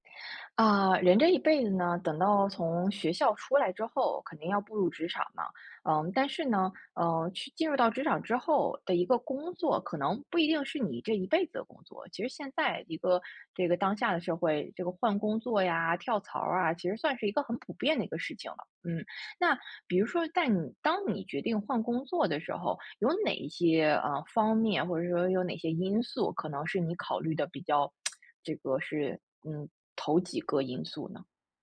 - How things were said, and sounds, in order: tsk
- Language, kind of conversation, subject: Chinese, podcast, 你在换工作时如何管理经济压力？